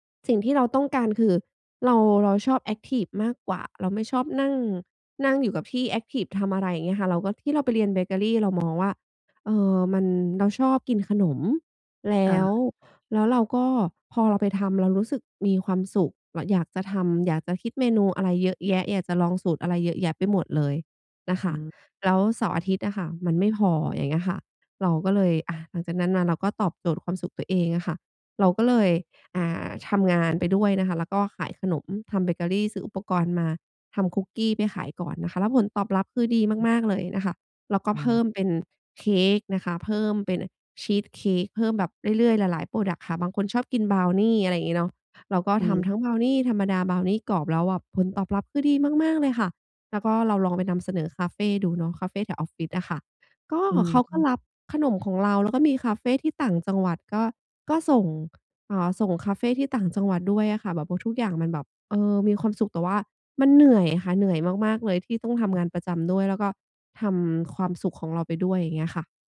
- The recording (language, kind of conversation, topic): Thai, advice, ควรเลือกงานที่มั่นคงหรือเลือกทางที่ทำให้มีความสุข และควรทบทวนการตัดสินใจไหม?
- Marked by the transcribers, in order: other background noise; in English: "พรอดักต์"